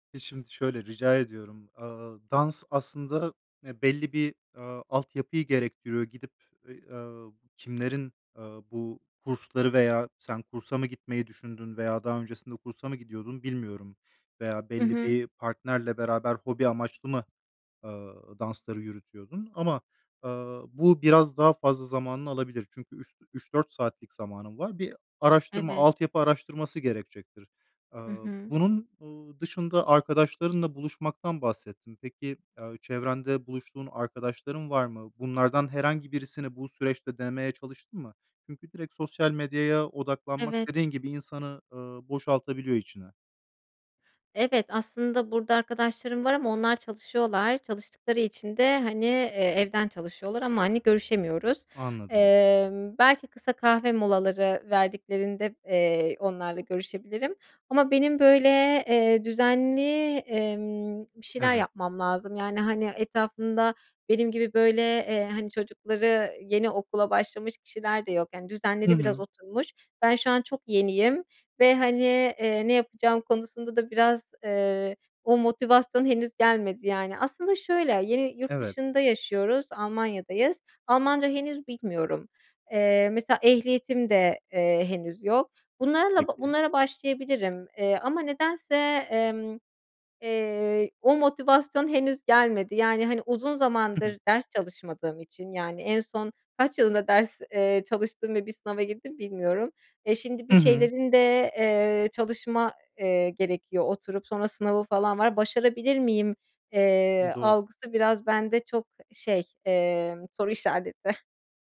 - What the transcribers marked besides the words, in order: tapping; other background noise; laughing while speaking: "işareti"
- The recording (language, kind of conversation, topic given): Turkish, advice, Boş zamanlarınızı değerlendiremediğinizde kendinizi amaçsız hissediyor musunuz?